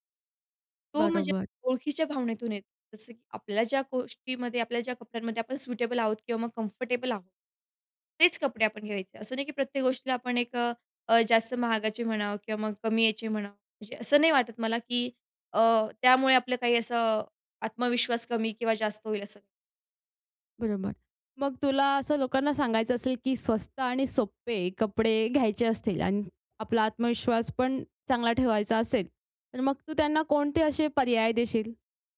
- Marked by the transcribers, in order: in English: "सुटेबल"; in English: "कम्फर्टेबल"
- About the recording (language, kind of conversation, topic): Marathi, podcast, कुठले पोशाख तुम्हाला आत्मविश्वास देतात?
- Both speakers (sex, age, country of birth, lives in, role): female, 20-24, India, India, host; female, 40-44, India, India, guest